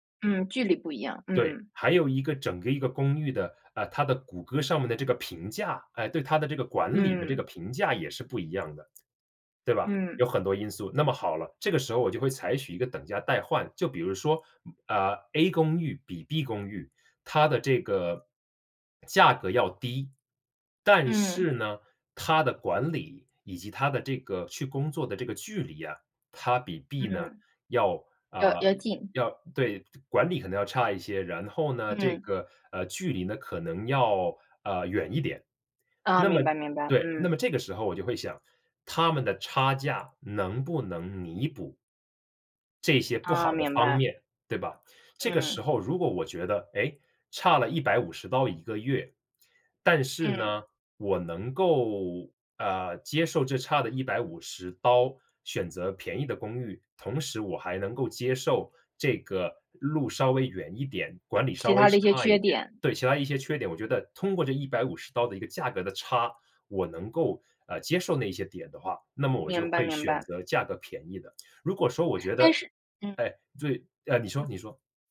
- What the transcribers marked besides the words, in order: other background noise; swallow; other noise
- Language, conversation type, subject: Chinese, podcast, 选项太多时，你一般怎么快速做决定？